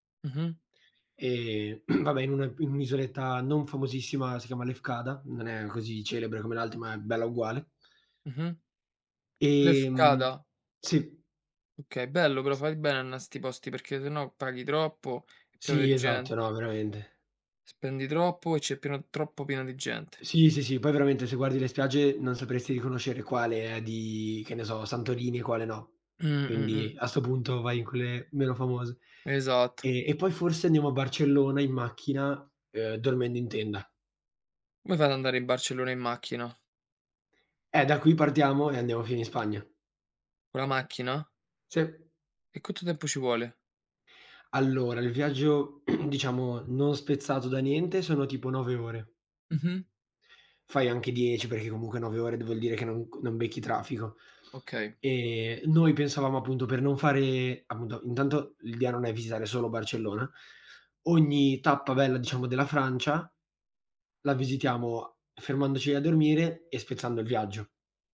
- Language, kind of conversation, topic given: Italian, unstructured, Qual è il ricordo più divertente che hai di un viaggio?
- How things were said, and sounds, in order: throat clearing; throat clearing